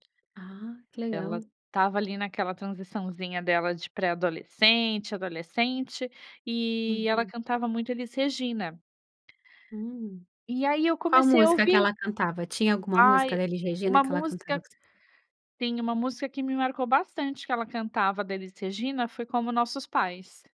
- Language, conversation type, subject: Portuguese, podcast, Que artistas você acha que mais definem a sua identidade musical?
- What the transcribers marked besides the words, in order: tapping